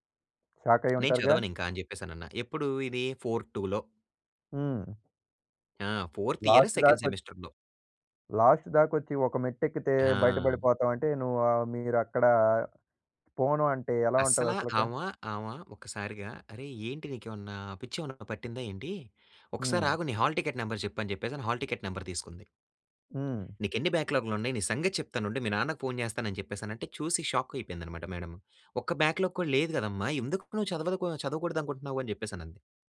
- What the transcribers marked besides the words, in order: tapping; in English: "ఫోర్ టూలో"; in English: "ఫోర్త్ ఇయర్ సెకండ్ సెమిస్టర్‌లో"; in English: "లాస్ట్"; in English: "లాస్ట్"; in English: "హాల్ టిక్కెట్ నెంబర్"; in English: "హల్ టిక్కెట్ నెంబర్"; in English: "బ్యాక్‌లాగ్‌లు"; in English: "షాక్"; in English: "మేడం"; in English: "బ్యాక్‌లాగ్"
- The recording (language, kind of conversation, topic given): Telugu, podcast, మీ తొలి ఉద్యోగాన్ని ప్రారంభించినప్పుడు మీ అనుభవం ఎలా ఉండింది?